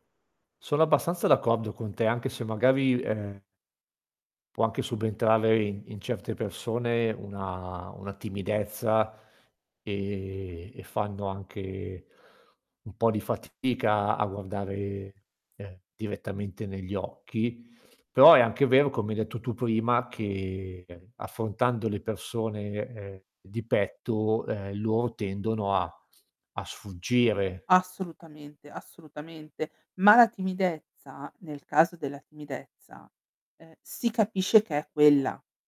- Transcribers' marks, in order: static; distorted speech; other background noise
- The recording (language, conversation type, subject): Italian, podcast, Come capisci se un’intuizione è davvero affidabile o se è solo un pregiudizio?